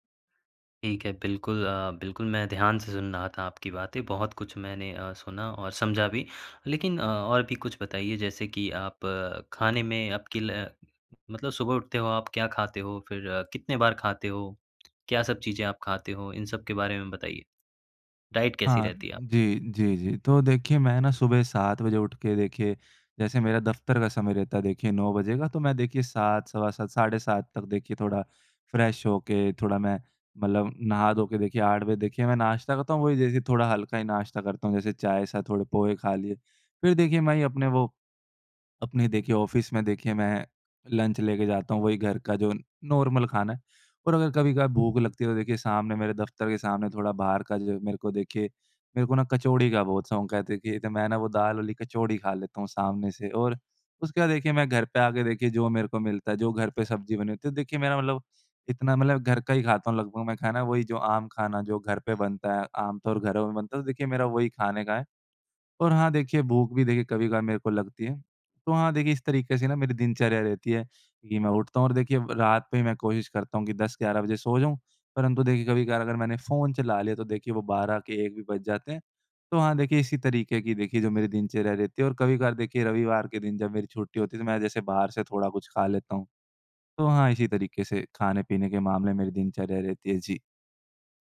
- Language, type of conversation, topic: Hindi, advice, आपकी कसरत में प्रगति कब और कैसे रुक गई?
- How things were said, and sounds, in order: in English: "फ़्रेश"; in English: "ऑफिस"; in English: "लंच"; in English: "नॉर्मल"; other background noise